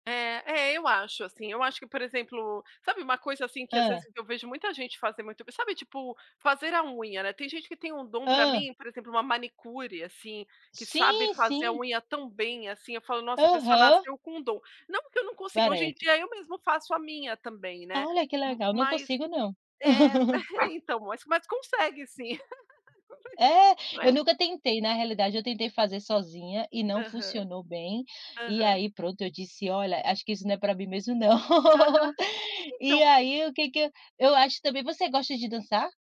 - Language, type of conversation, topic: Portuguese, unstructured, Como é que a prática constante ajuda a melhorar uma habilidade?
- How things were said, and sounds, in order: laugh; dog barking; laugh; laugh